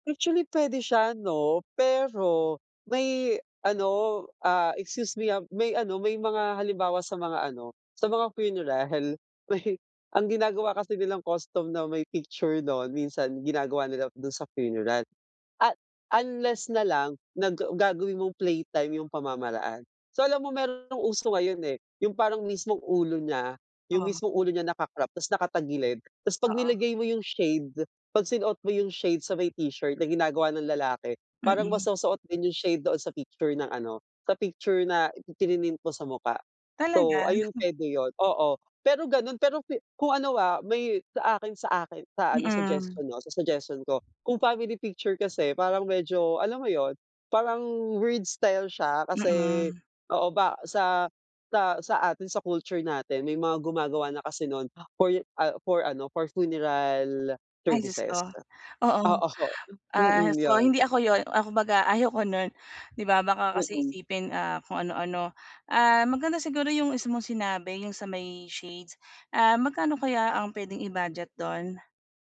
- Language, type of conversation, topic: Filipino, advice, Paano ako makakahanap ng makabuluhang regalo para sa isang tao?
- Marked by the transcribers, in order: laughing while speaking: "funeral. May"; other background noise; chuckle; laughing while speaking: "oo"